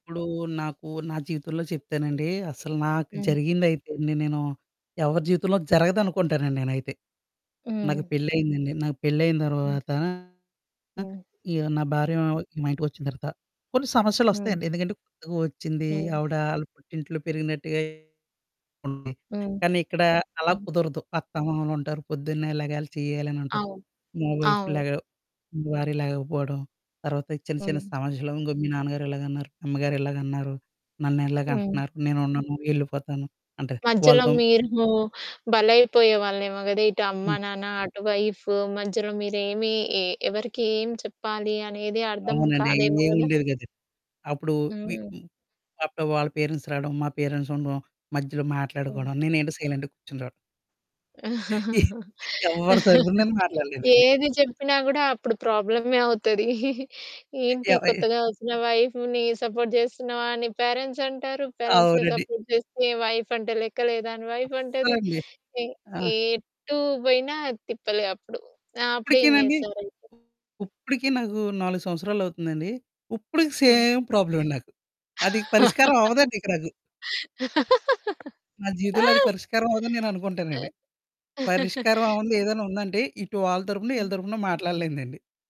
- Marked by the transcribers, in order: other background noise; distorted speech; in English: "వైఫ్"; in English: "వైఫ్"; in English: "పేరెంట్స్"; in English: "పేరెంట్స్"; in English: "సైలెంట్‌గ"; laugh; chuckle; chuckle; in English: "వైఫ్‌ని సపోర్ట్"; in English: "పేరెంట్స్‌ని సపోర్ట్"; laughing while speaking: "అవునండి"; in English: "సేమ్"; laugh
- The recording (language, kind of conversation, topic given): Telugu, podcast, వివాదాలు వచ్చినప్పుడు వాటిని పరిష్కరించే సరళమైన మార్గం ఏది?